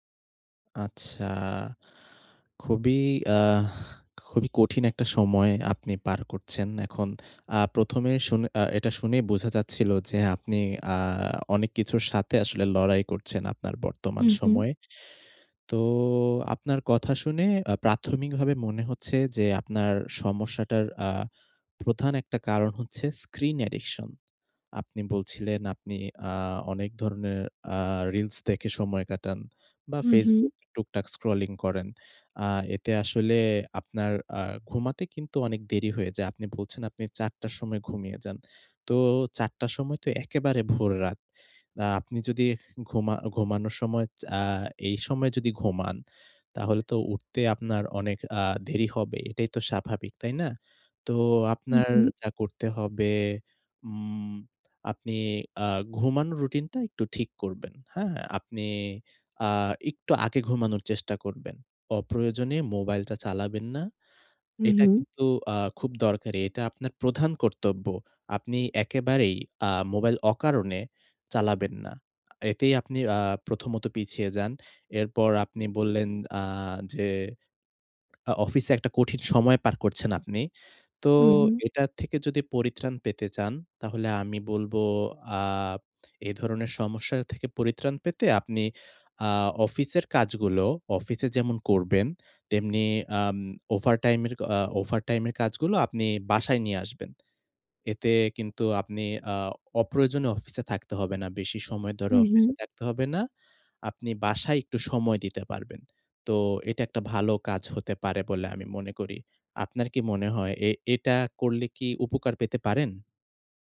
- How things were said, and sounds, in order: sigh; in English: "স্ক্রিন অ্যাডিকশন"
- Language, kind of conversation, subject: Bengali, advice, ক্রমাগত দেরি করার অভ্যাস কাটাতে চাই